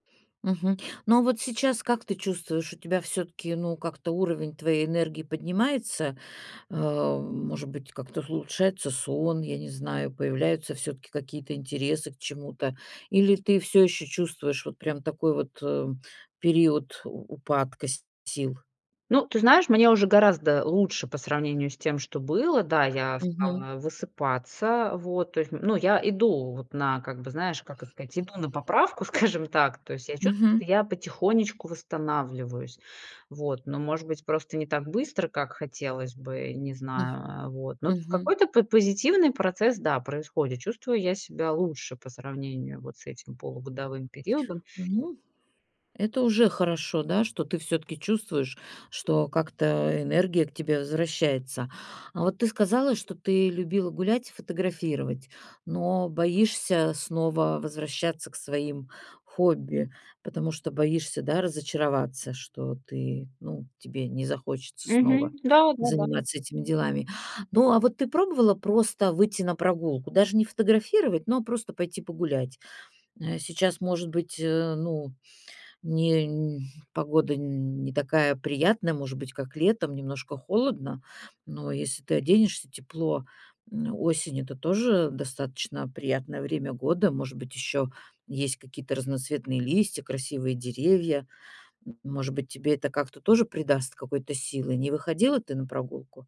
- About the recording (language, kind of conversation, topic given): Russian, advice, Как справиться с утратой интереса к любимым хобби и к жизни после выгорания?
- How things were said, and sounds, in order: other background noise; laughing while speaking: "скажем"; tapping